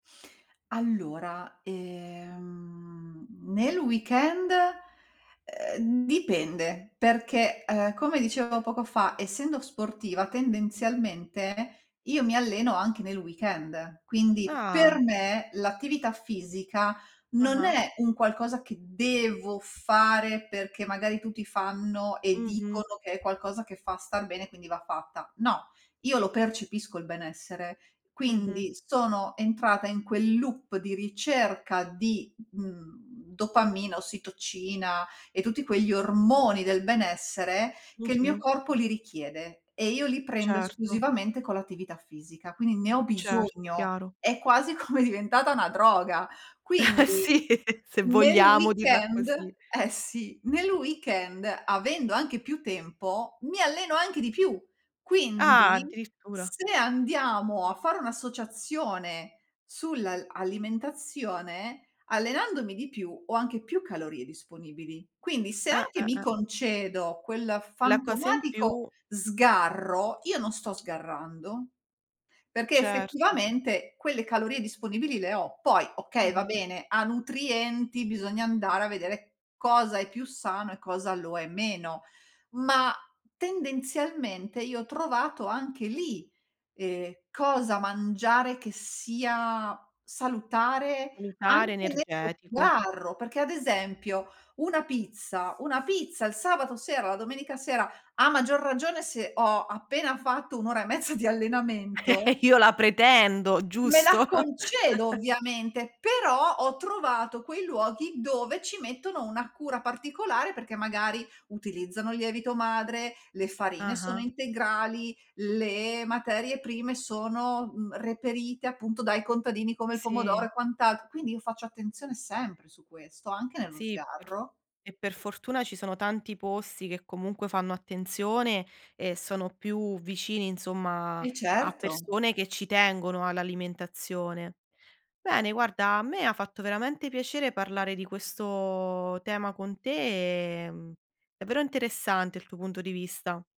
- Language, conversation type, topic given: Italian, podcast, Quali abitudini alimentari ti danno più energia ogni giorno?
- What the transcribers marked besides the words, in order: in English: "weekend"; in English: "weekend"; tapping; in English: "loop"; laughing while speaking: "come"; chuckle; laugh; in English: "weekend"; other background noise; in English: "weekend"; "Salutare" said as "alutare"; laughing while speaking: "mezza"; chuckle; chuckle